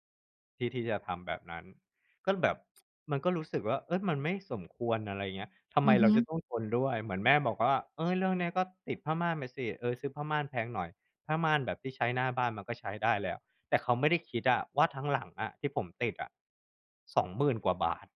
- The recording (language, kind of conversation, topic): Thai, advice, ควรปรับพฤติกรรมการใช้ชีวิตอย่างไรให้เข้ากับสังคมใหม่?
- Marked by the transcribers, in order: tsk